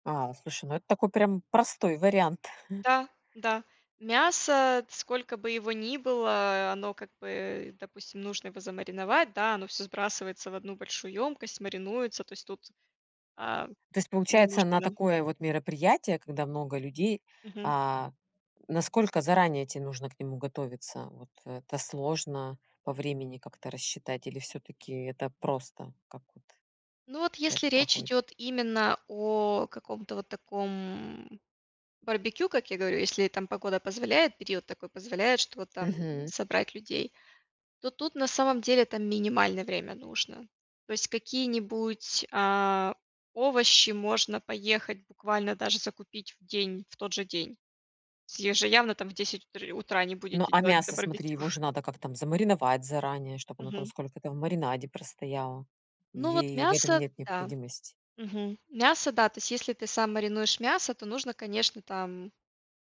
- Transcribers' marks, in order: chuckle; tapping; laughing while speaking: "барбекю"
- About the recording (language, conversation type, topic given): Russian, podcast, Как не уставать, когда нужно много готовить для гостей?